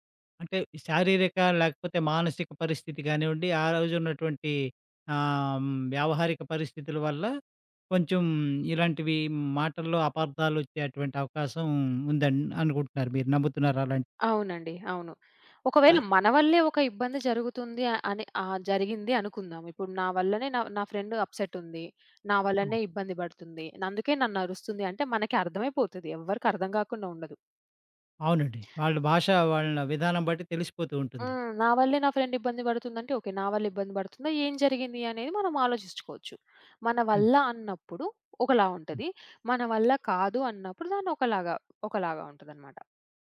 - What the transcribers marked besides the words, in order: tapping; in English: "ఫ్రెండ్"
- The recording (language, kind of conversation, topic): Telugu, podcast, ఒకే మాటను ఇద్దరు వేర్వేరు అర్థాల్లో తీసుకున్నప్పుడు మీరు ఎలా స్పందిస్తారు?